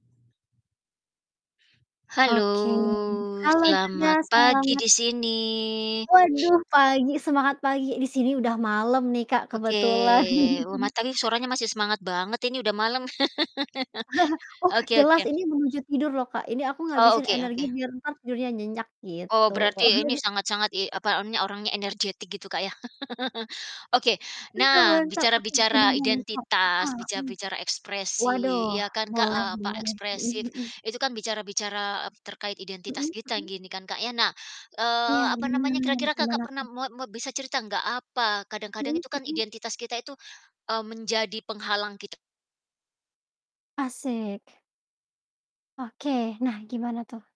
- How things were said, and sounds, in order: drawn out: "Halo"; static; drawn out: "Oke"; chuckle; chuckle; laugh; chuckle; chuckle; distorted speech; other background noise
- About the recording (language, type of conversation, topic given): Indonesian, unstructured, Apa pengalaman paling berat yang pernah kamu alami terkait identitasmu?
- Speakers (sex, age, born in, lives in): female, 25-29, Indonesia, Indonesia; female, 45-49, Indonesia, United States